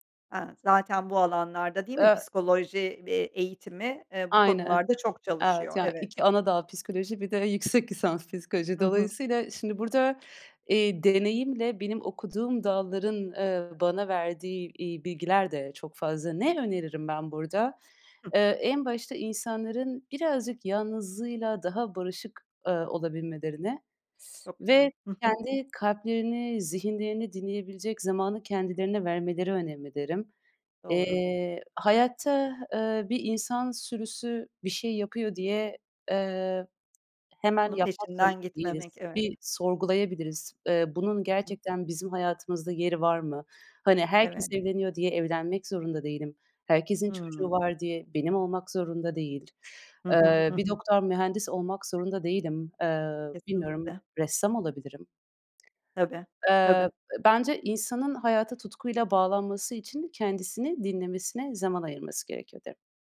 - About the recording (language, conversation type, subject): Turkish, podcast, Kendine güvenini nasıl inşa ettin?
- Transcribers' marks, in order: other background noise; tapping; other noise